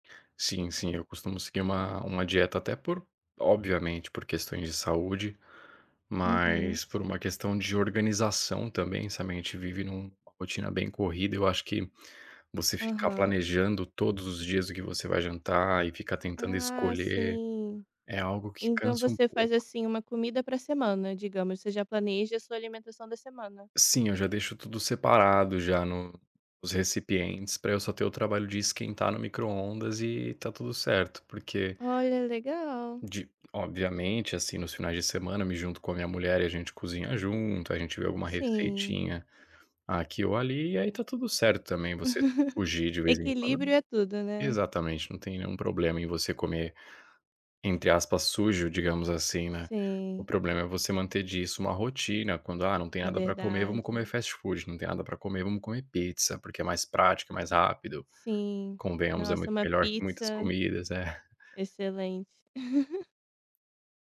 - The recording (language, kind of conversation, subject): Portuguese, podcast, Como sua família influencia suas escolhas alimentares?
- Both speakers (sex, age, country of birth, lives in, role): female, 25-29, Brazil, Italy, host; male, 30-34, Brazil, Spain, guest
- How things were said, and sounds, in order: tapping; laugh; chuckle; laugh